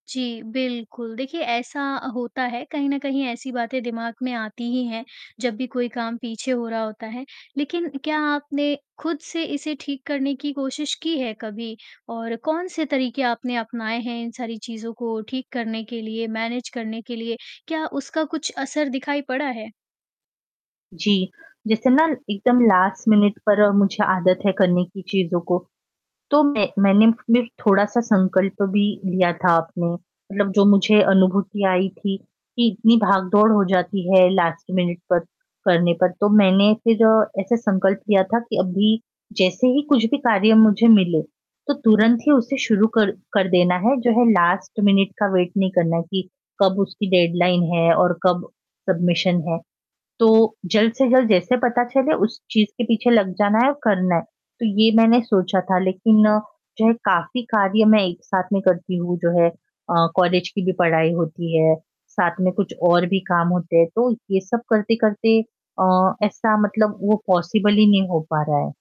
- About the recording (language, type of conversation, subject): Hindi, advice, क्या पूर्णतावाद के कारण आप किसी प्रोजेक्ट की शुरुआत नहीं कर पाते हैं?
- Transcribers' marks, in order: in English: "मैनेज"; static; in English: "लास्ट"; distorted speech; in English: "लास्ट"; in English: "लास्ट"; in English: "वेट"; in English: "डेडलाइन"; in English: "सबमिशन"; in English: "पॉसिबल"